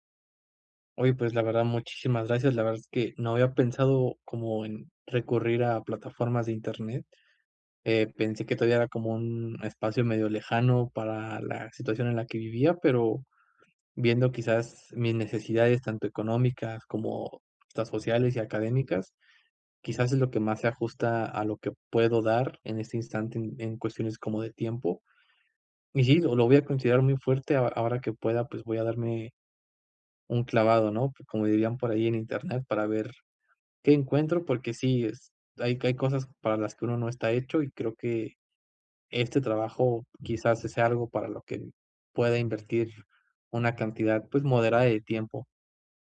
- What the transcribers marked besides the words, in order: none
- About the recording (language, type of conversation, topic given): Spanish, advice, ¿Cómo puedo reducir la ansiedad ante la incertidumbre cuando todo está cambiando?